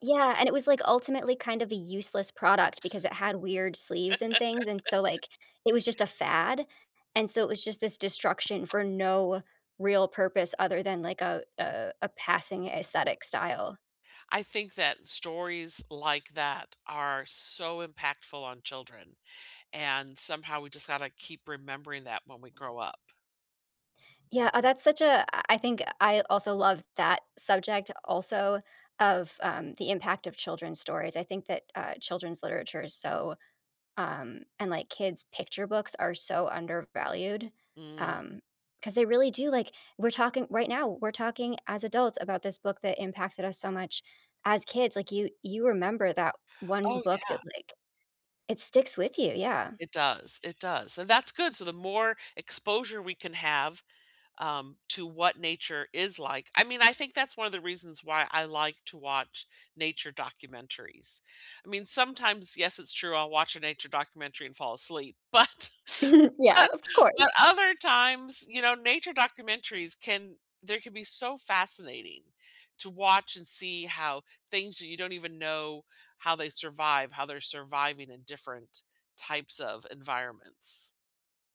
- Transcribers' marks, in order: laugh; other background noise; tapping; giggle; laughing while speaking: "but but"; stressed: "but"
- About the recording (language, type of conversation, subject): English, unstructured, What emotions do you feel when you see a forest being cut down?
- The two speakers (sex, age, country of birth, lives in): female, 30-34, United States, United States; female, 60-64, United States, United States